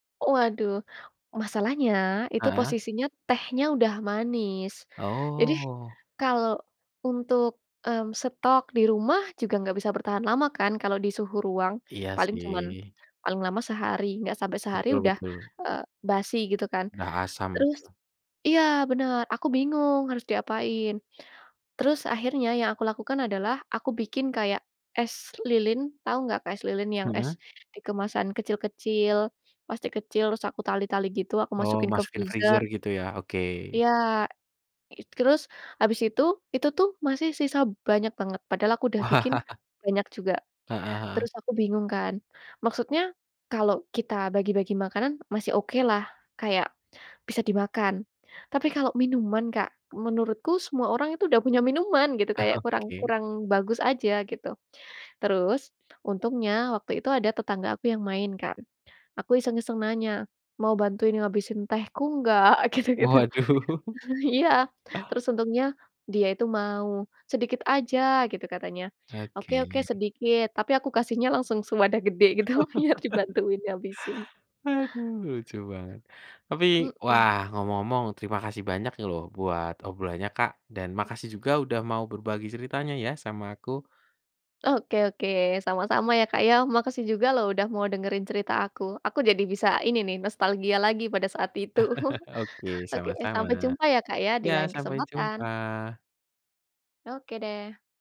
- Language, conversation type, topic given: Indonesian, podcast, Bagaimana pengalamanmu memasak untuk keluarga besar, dan bagaimana kamu mengatur semuanya?
- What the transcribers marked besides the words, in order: in English: "freezer"; in English: "freezer"; laughing while speaking: "Wah"; laughing while speaking: "Oke"; laughing while speaking: "Gitu gitu"; laughing while speaking: "Waduh"; other background noise; laughing while speaking: "gede gitu biar dibantuin ngabisin"; chuckle; chuckle